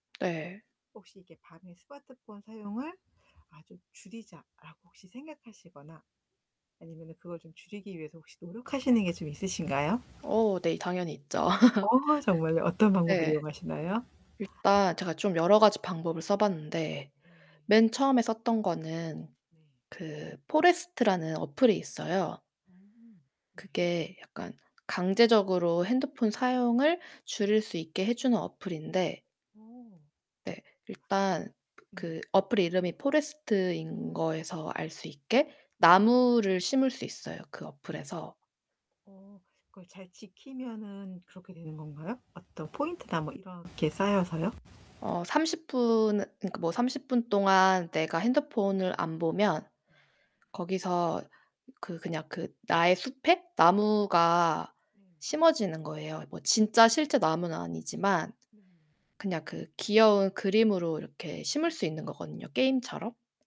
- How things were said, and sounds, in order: other background noise; static; laugh; distorted speech
- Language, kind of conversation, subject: Korean, podcast, 밤에 스마트폰 사용을 솔직히 어떻게 관리하시나요?
- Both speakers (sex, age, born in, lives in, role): female, 25-29, South Korea, South Korea, guest; female, 50-54, South Korea, United States, host